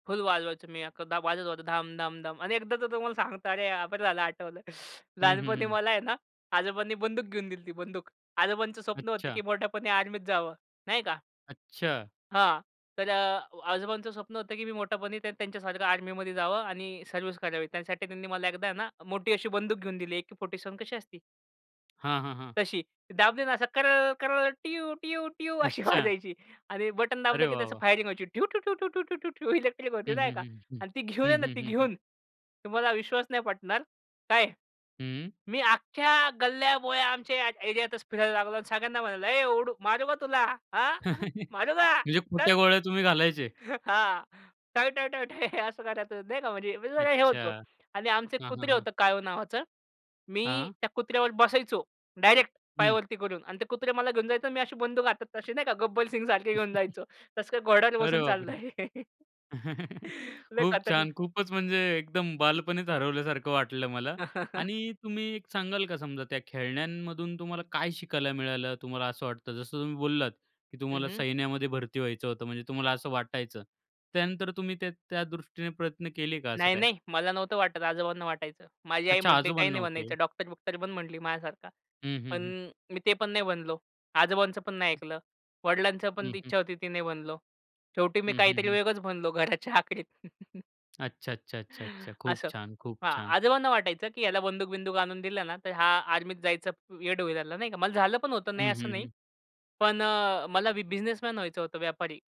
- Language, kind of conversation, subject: Marathi, podcast, बालपणी तुला कोणत्या खेळण्यांसोबत वेळ घालवायला सर्वात जास्त आवडायचं?
- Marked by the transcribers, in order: laughing while speaking: "अरे बरं झालं आठवलं लहानपणी मला आहे ना"; other background noise; tapping; put-on voice: "कर-कर-ट्यू-ट्यू-ट्यू"; laughing while speaking: "वाजायची"; put-on voice: "ड्यू-ठू-टू-टू-टू-टू"; chuckle; chuckle; chuckle; laughing while speaking: "लय खतरनाक"; laugh; chuckle